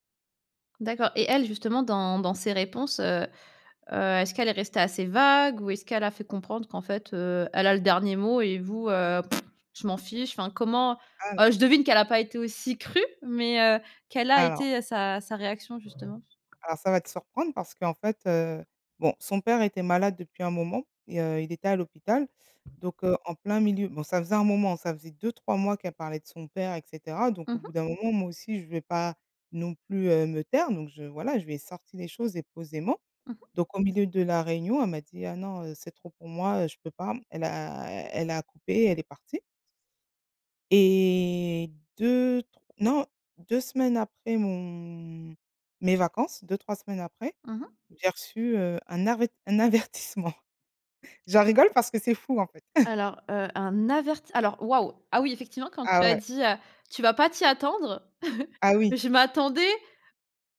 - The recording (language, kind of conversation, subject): French, podcast, Comment t’entraînes-tu à t’affirmer au quotidien ?
- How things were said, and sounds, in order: other noise; other background noise; tapping; laughing while speaking: "avertissement"; chuckle; chuckle